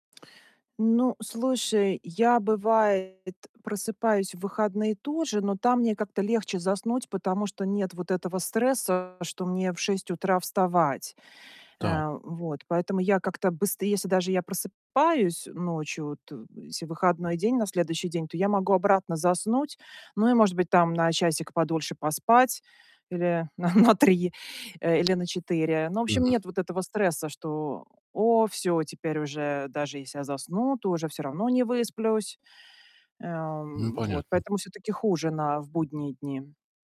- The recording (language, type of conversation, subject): Russian, advice, Как справиться с частыми ночными пробуждениями из-за тревожных мыслей?
- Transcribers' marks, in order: distorted speech; laughing while speaking: "три"; static